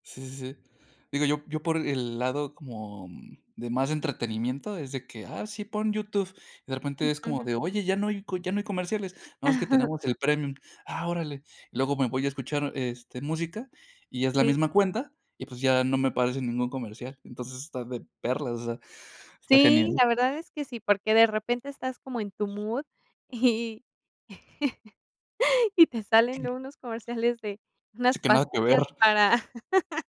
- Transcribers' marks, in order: chuckle; other background noise; laughing while speaking: "y y te salen unos comerciales"; chuckle
- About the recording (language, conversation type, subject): Spanish, podcast, ¿Cuál es una aplicación que no puedes dejar de usar y por qué?